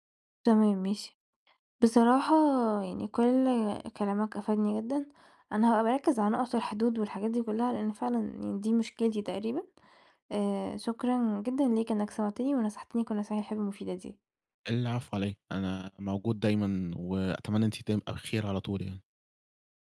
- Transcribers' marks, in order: unintelligible speech
- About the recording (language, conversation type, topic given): Arabic, advice, إزاي بتحس لما صحابك والشغل بيتوقعوا إنك تكون متاح دايمًا؟